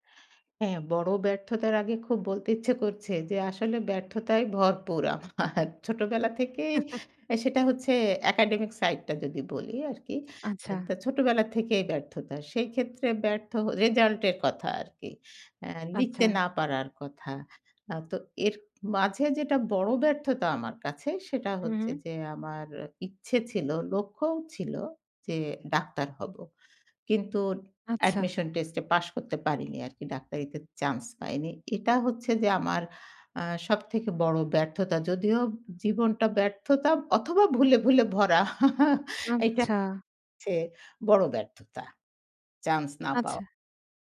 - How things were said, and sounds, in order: horn; laughing while speaking: "আমার"; chuckle; chuckle
- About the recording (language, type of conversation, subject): Bengali, podcast, আপনি কোনো বড় ব্যর্থতা থেকে কী শিখেছেন?
- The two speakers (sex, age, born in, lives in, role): female, 30-34, Bangladesh, Bangladesh, host; female, 55-59, Bangladesh, Bangladesh, guest